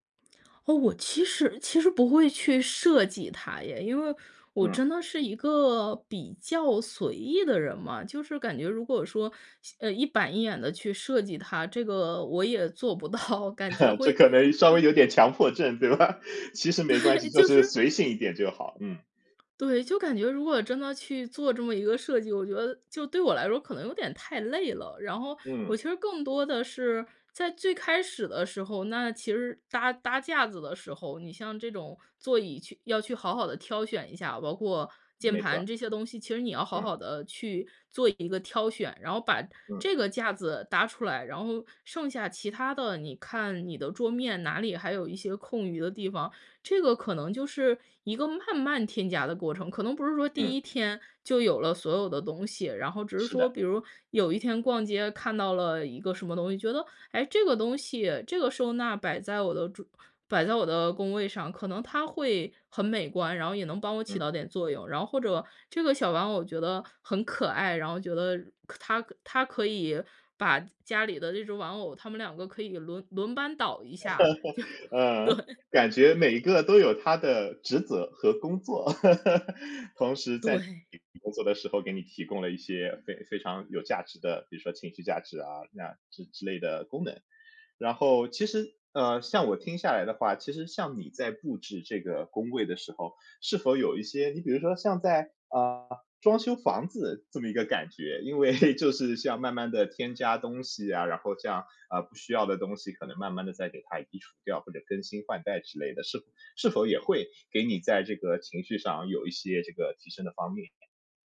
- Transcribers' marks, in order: laughing while speaking: "到"; chuckle; laughing while speaking: "这可能稍微有点强迫症，对吧？"; laughing while speaking: "对"; tapping; chuckle; laughing while speaking: "就，对"; chuckle; laughing while speaking: "对"; chuckle
- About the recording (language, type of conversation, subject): Chinese, podcast, 你会如何布置你的工作角落，让自己更有干劲？